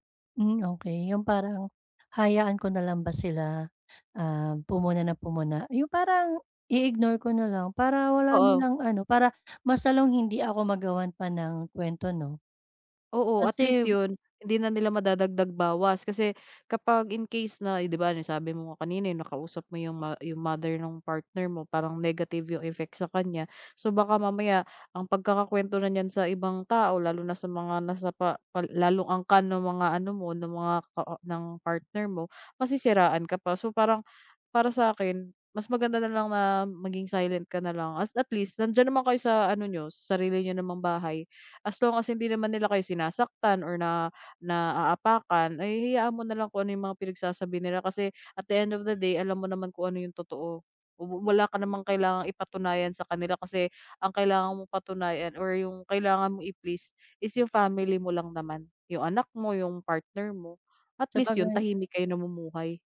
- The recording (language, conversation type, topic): Filipino, advice, Paano ako makikipag-usap nang mahinahon at magalang kapag may negatibong puna?
- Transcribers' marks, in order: wind; other background noise; tapping